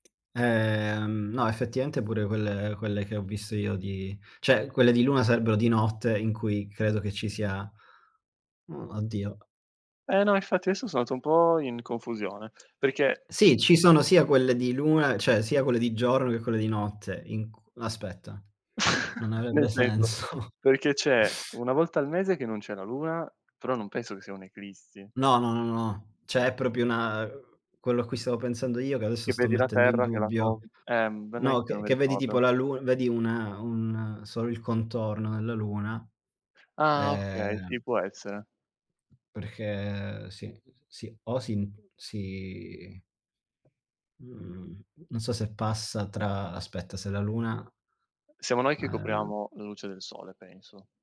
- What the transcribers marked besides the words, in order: tapping; "cioè" said as "ceh"; "andato" said as "ato"; drawn out: "po'"; "cioè" said as "ceh"; chuckle; "avrebbe" said as "avebbe"; laughing while speaking: "senso"; "Cioè" said as "ceh"; "proprio" said as "propio"; other background noise; drawn out: "perché"; drawn out: "si"; other noise
- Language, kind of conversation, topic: Italian, unstructured, Perché pensi che la Luna abbia affascinato l’umanità per secoli?
- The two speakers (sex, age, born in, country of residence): male, 25-29, Italy, Italy; male, 30-34, Italy, Germany